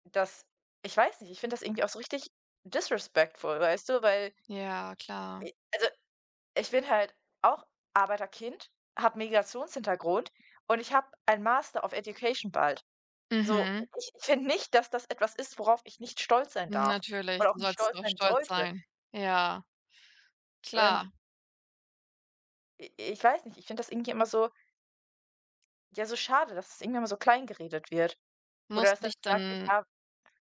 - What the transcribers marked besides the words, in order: in English: "disrespectful"; other background noise
- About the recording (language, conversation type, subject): German, unstructured, Fühlst du dich manchmal von deiner Familie missverstanden?